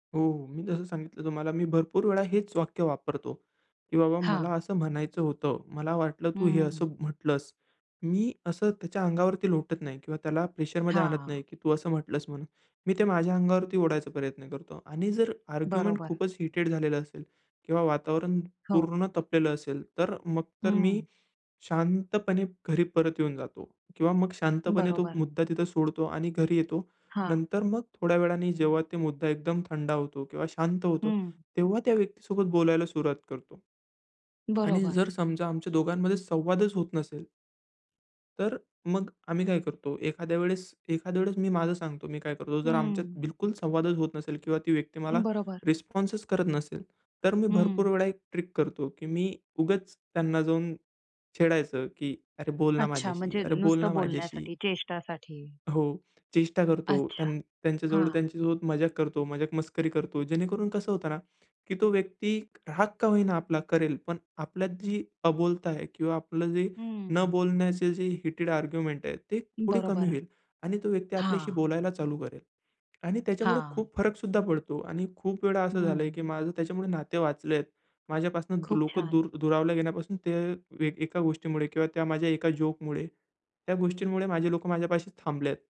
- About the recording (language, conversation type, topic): Marathi, podcast, गैरसमज दूर करण्यासाठी तुम्ही सुरुवात कशी कराल?
- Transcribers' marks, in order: in English: "प्रेशरमध्ये"; in English: "आर्ग्युमेंट"; in English: "हीटेड"; in English: "रिस्पॉन्सच"; in English: "ट्रिक"; in English: "हीटेड आर्ग्युमेंट"; in English: "जोकमुळे"